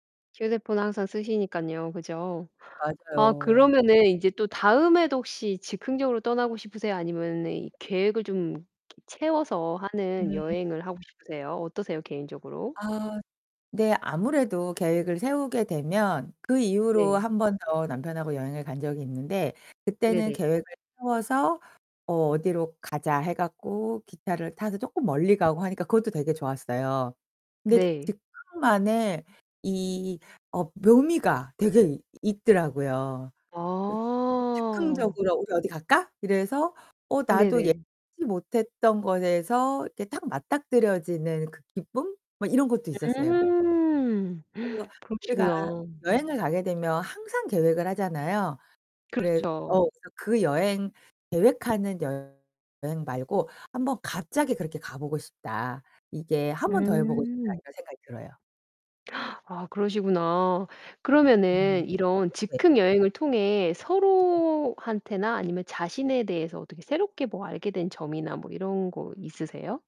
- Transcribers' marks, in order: distorted speech; other background noise; unintelligible speech; tapping; gasp; gasp
- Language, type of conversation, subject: Korean, podcast, 계획 없이 떠난 즉흥 여행 이야기를 들려주실 수 있나요?